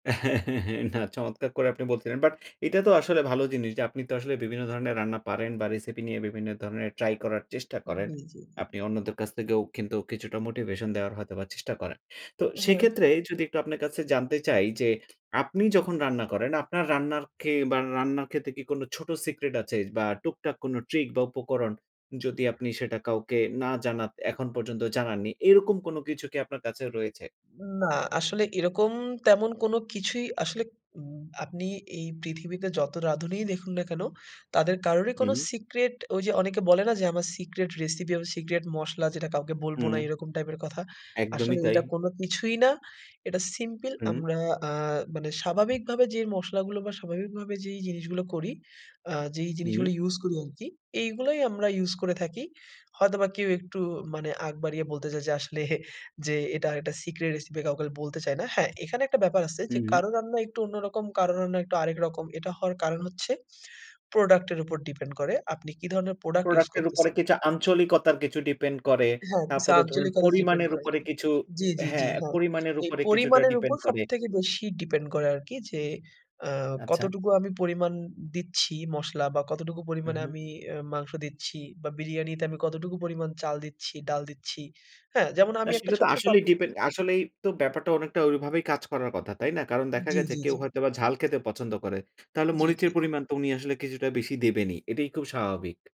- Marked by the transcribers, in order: giggle; tapping; "জানান" said as "জানাত"; "সিম্পল" said as "সিম্পিল"; laughing while speaking: "আসলে"; "ডিপেন্ড" said as "জিপেন্ড"
- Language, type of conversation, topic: Bengali, podcast, আপনার বাড়ির কোনো প্রিয় রেসিপি নিয়ে কি একটু গল্প বলবেন?